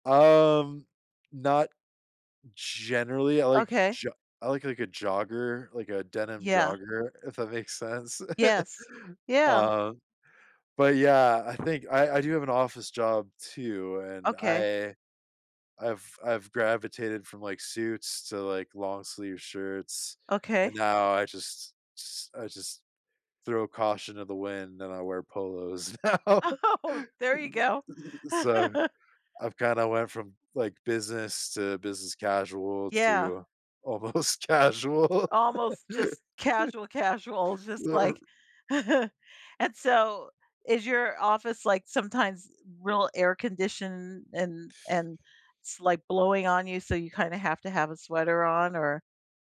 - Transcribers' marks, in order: drawn out: "Um"; chuckle; laughing while speaking: "Oh"; laughing while speaking: "now"; laugh; other noise; laughing while speaking: "almost casual"; laugh; chuckle
- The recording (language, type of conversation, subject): English, unstructured, How has your approach to dressing changed as you try to balance comfort and style?
- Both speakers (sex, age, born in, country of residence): female, 65-69, United States, United States; male, 35-39, United States, United States